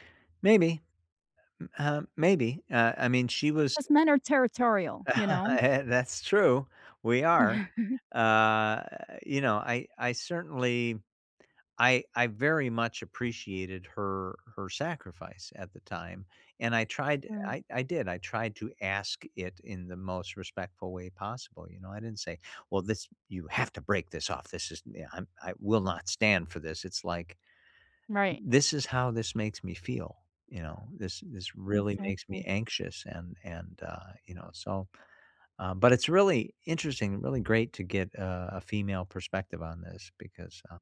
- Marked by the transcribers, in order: laugh; chuckle
- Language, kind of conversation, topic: English, unstructured, Is it okay to date someone who still talks to their ex?